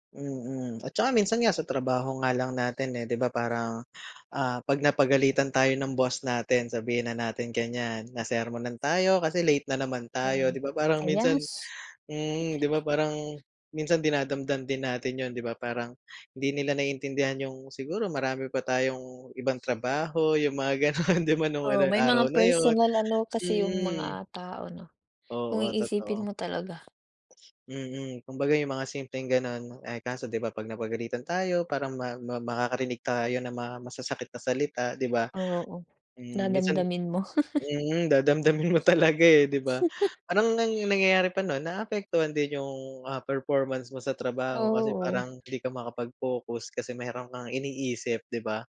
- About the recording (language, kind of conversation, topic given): Filipino, unstructured, Paano mo hinaharap ang mga pangyayaring nagdulot ng sakit sa damdamin mo?
- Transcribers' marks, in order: chuckle; laughing while speaking: "gano'n"; chuckle; chuckle